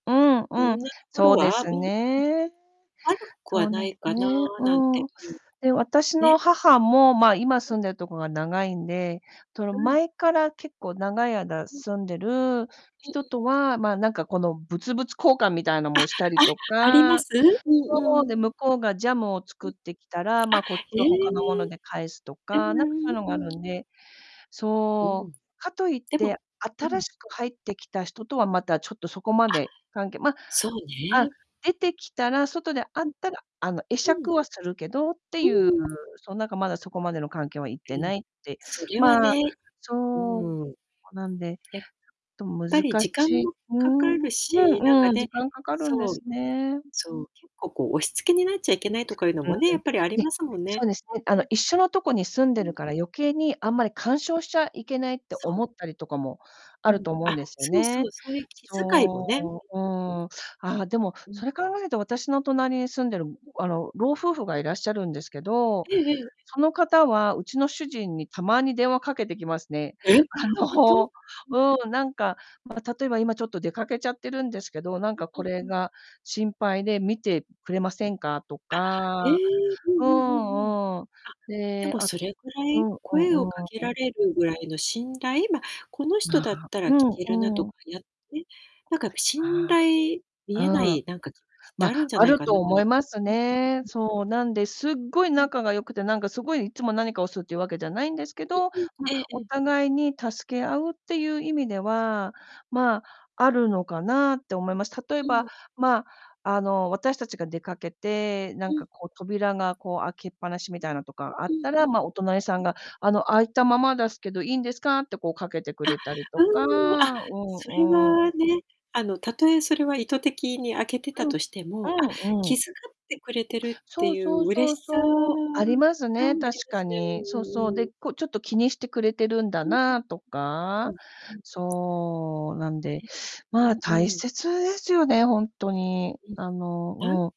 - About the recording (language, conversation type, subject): Japanese, unstructured, ご近所の人と助け合うことは大切だと思いますか？
- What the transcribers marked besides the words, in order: distorted speech; other background noise; unintelligible speech; surprised: "え"; unintelligible speech